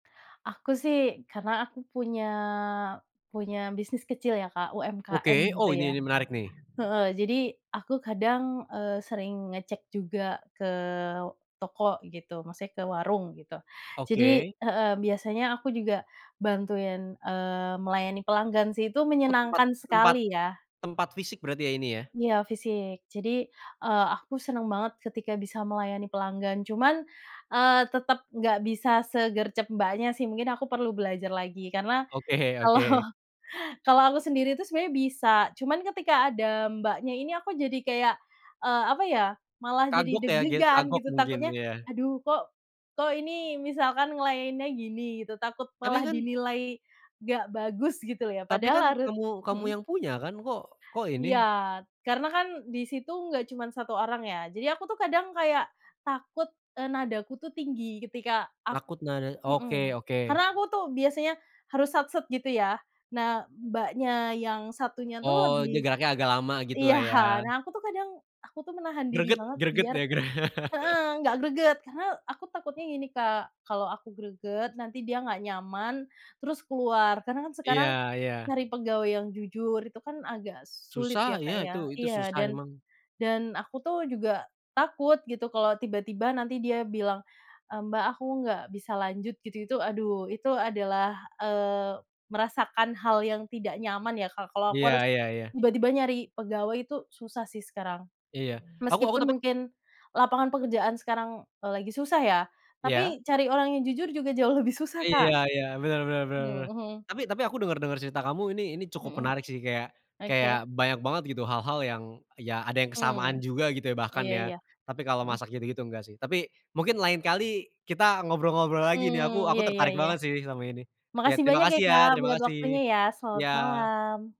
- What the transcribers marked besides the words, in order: drawn out: "punya"; laughing while speaking: "Oke"; laughing while speaking: "kalau"; laughing while speaking: "Greg"; chuckle
- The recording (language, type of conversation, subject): Indonesian, unstructured, Apa hal paling menyenangkan yang terjadi dalam rutinitasmu akhir-akhir ini?